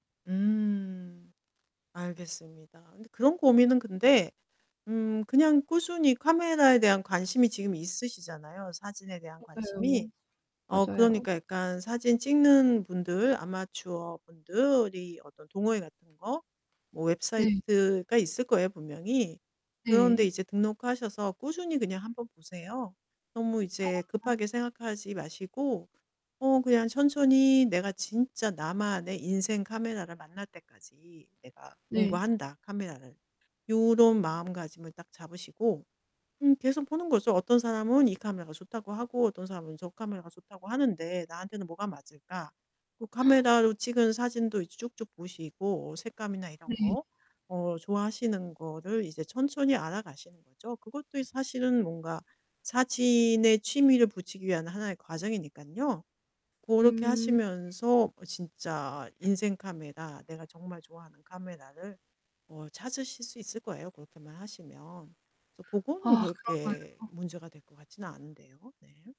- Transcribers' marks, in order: distorted speech; gasp
- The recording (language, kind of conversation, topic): Korean, advice, 취미에 대한 관심을 오래 지속하려면 어떻게 해야 하나요?